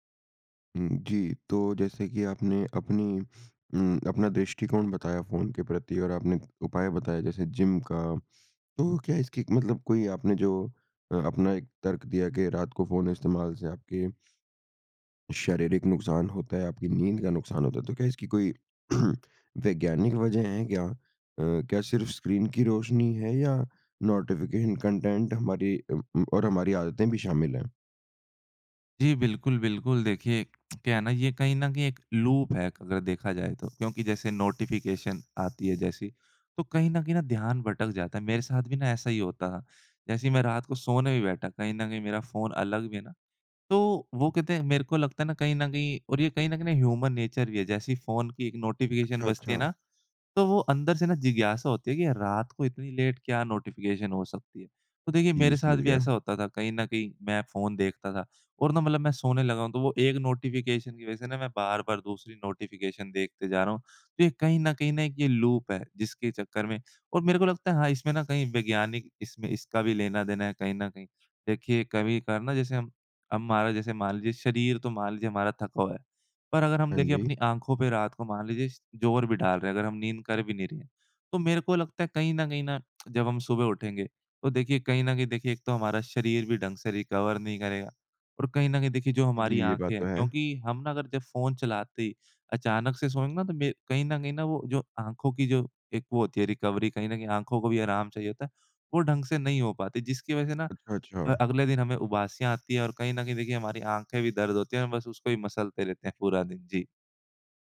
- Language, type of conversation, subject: Hindi, podcast, रात को फोन इस्तेमाल करने का आपकी नींद पर क्या असर होता है?
- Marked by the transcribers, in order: in English: "जिम"; throat clearing; in English: "नोटिफ़िकेशन कंटेंट"; lip smack; in English: "लूप"; in English: "नोटिफ़िकेशन"; in English: "ह्यूमन-नेचर"; in English: "नोटिफ़िकेशन"; in English: "लेट"; in English: "नोटिफ़िकेशन"; in English: "नोटिफ़िकेशन"; in English: "नोटिफ़िकेशन"; in English: "लूप"; lip smack; in English: "रिकवर"; in English: "रिकवरी"